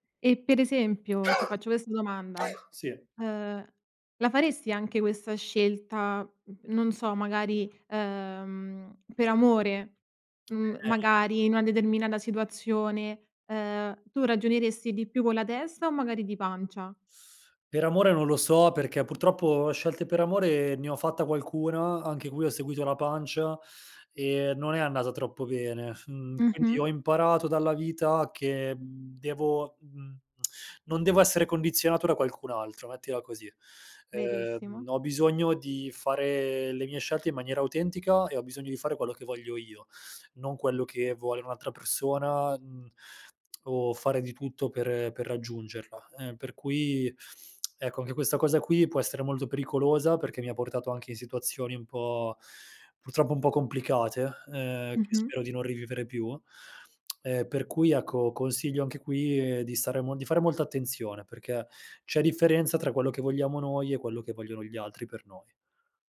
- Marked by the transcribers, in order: cough; tongue click; tongue click
- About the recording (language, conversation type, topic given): Italian, podcast, Raccontami di una volta in cui hai seguito il tuo istinto: perché hai deciso di fidarti di quella sensazione?